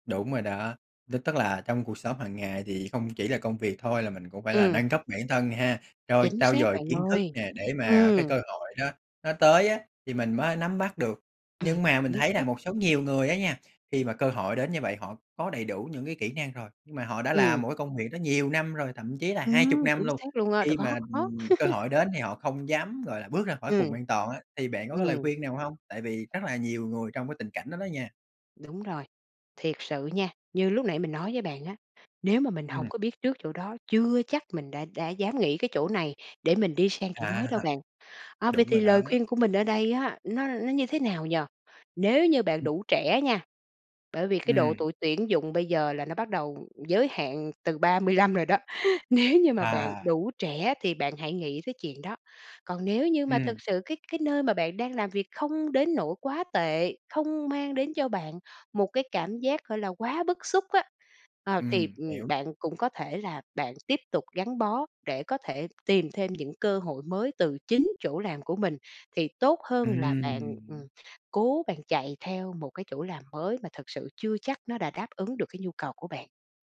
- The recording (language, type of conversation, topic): Vietnamese, podcast, Bạn đã bao giờ gặp một cơ hội nhỏ nhưng lại tạo ra thay đổi lớn trong cuộc đời mình chưa?
- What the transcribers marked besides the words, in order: tapping; other background noise; laugh; laughing while speaking: "À"; laughing while speaking: "ba mươi lăm rồi đó. Nếu"; laughing while speaking: "À"